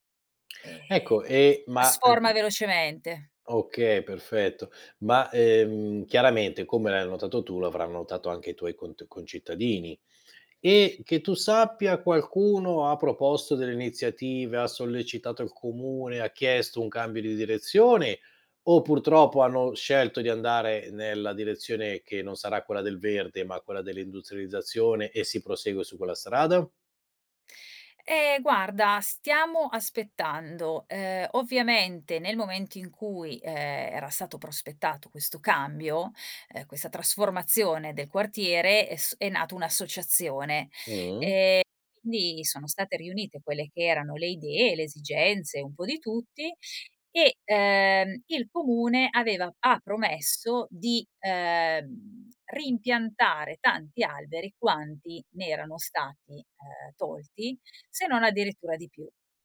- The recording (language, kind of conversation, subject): Italian, podcast, Quali iniziative locali aiutano a proteggere il verde in città?
- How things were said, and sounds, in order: none